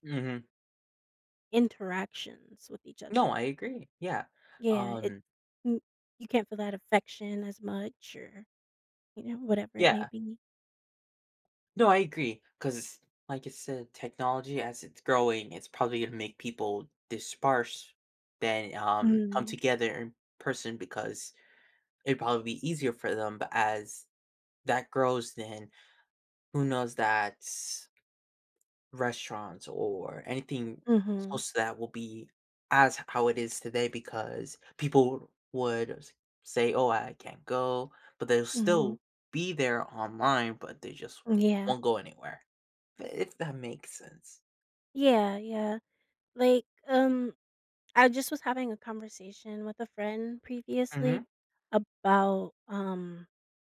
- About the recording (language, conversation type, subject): English, unstructured, How have smartphones changed the way we communicate?
- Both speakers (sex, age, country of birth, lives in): female, 30-34, United States, United States; male, 18-19, United States, United States
- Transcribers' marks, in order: other background noise; "disperse" said as "disparse"